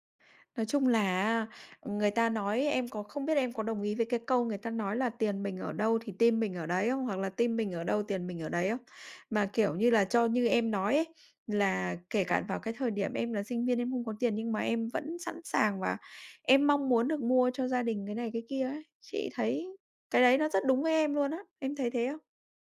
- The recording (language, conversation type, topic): Vietnamese, podcast, Bạn giải quyết áp lực tài chính trong gia đình như thế nào?
- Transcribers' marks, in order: tapping; other background noise